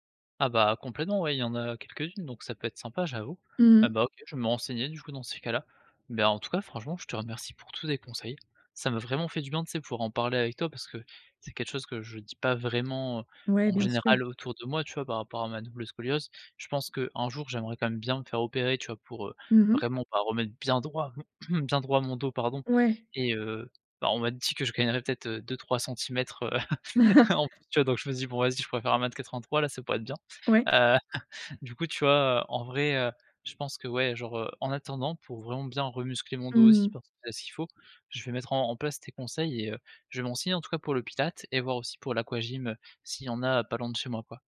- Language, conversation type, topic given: French, advice, Quelle activité est la plus adaptée à mon problème de santé ?
- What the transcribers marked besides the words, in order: throat clearing; tapping; chuckle; chuckle